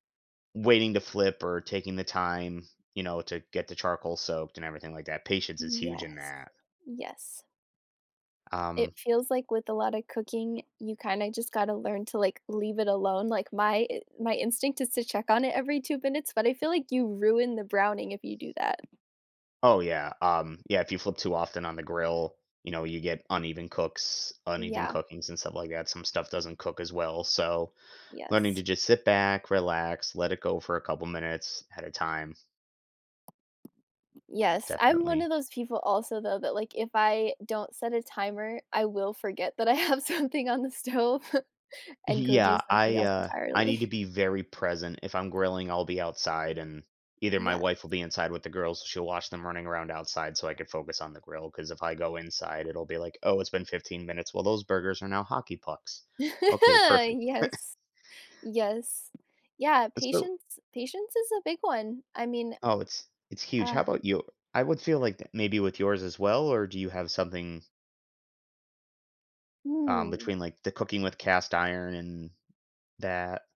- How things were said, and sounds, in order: tapping; other background noise; laughing while speaking: "that I have something on the stove"; chuckle; laugh; chuckle
- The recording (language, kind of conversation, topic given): English, unstructured, What is your best memory related to your favorite hobby?
- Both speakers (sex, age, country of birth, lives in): male, 35-39, United States, United States; other, 30-34, United States, United States